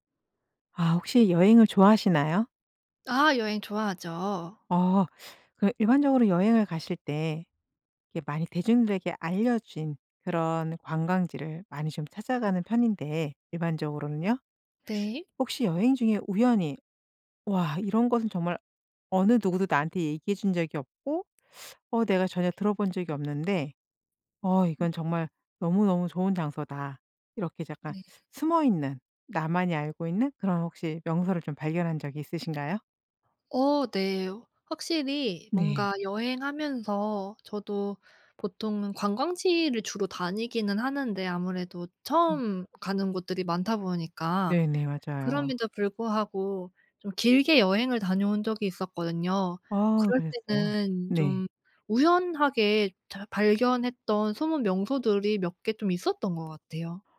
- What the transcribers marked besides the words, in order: unintelligible speech; other background noise
- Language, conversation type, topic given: Korean, podcast, 여행 중 우연히 발견한 숨은 명소에 대해 들려주실 수 있나요?